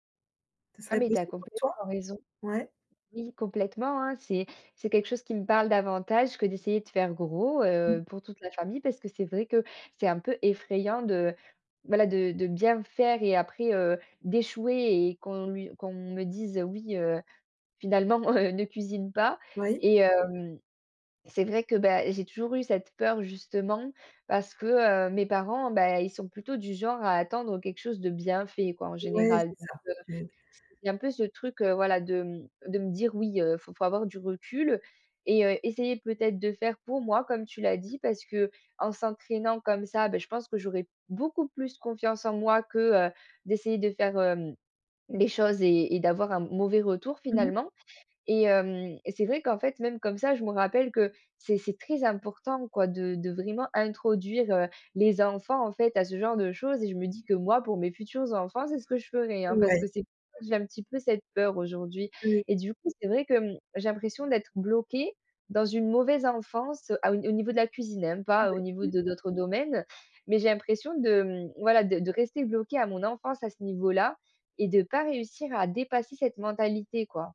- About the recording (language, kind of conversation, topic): French, advice, Comment puis-je surmonter ma peur d’échouer en cuisine et commencer sans me sentir paralysé ?
- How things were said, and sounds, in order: laughing while speaking: "heu"; stressed: "pour moi"; unintelligible speech